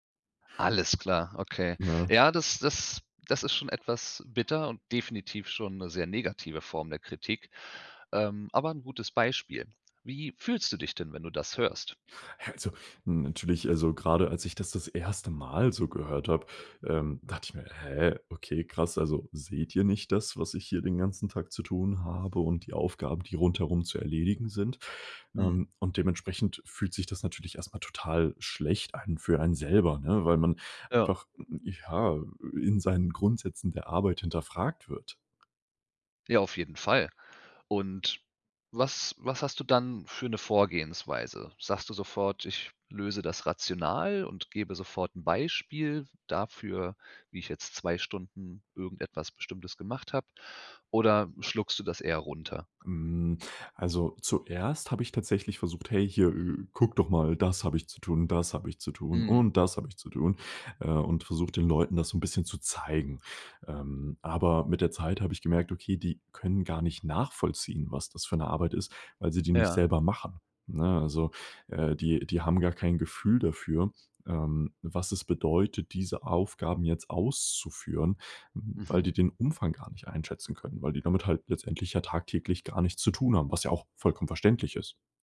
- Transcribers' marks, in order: other background noise
- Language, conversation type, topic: German, podcast, Wie gehst du mit Kritik an deiner Arbeit um?